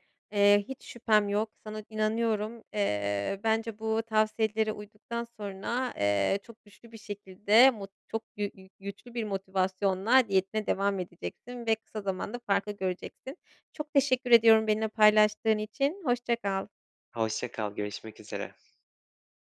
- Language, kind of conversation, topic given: Turkish, advice, Diyete başlayıp motivasyonumu kısa sürede kaybetmemi nasıl önleyebilirim?
- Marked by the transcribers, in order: none